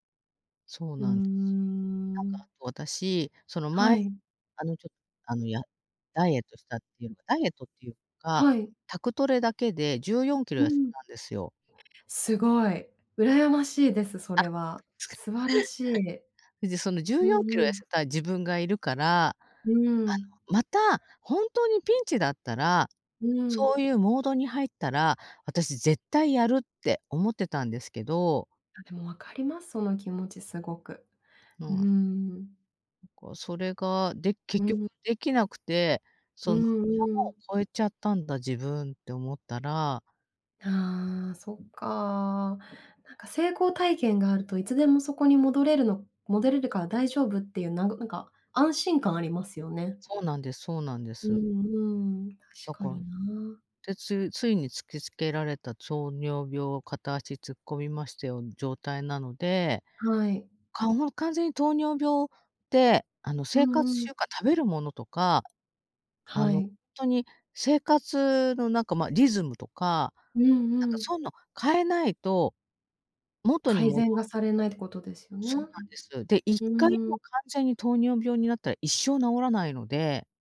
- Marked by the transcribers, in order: giggle; tapping
- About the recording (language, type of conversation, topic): Japanese, advice, 健康診断で異常が出て生活習慣を変えなければならないとき、どうすればよいですか？